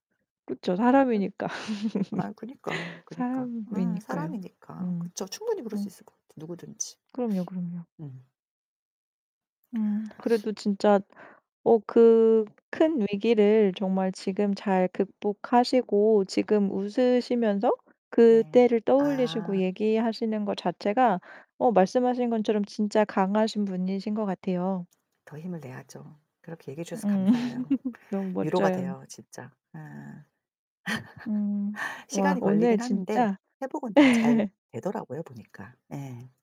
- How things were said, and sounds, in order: other background noise; laugh; sniff; laugh; laugh; laugh
- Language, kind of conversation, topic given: Korean, podcast, 큰 위기를 어떻게 극복하셨나요?